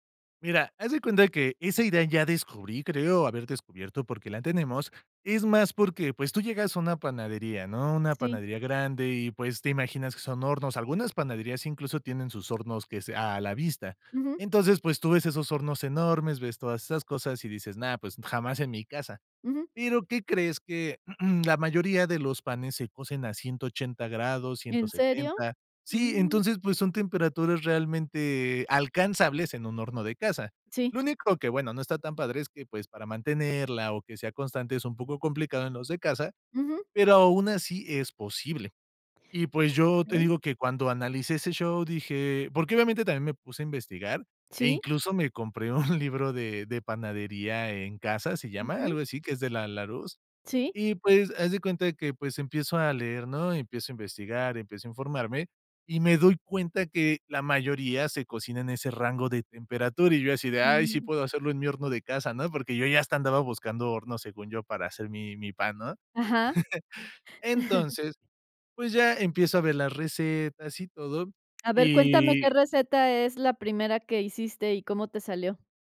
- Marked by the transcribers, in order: throat clearing; chuckle; chuckle; other background noise; chuckle; tapping
- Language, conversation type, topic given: Spanish, podcast, Cómo empezaste a hacer pan en casa y qué aprendiste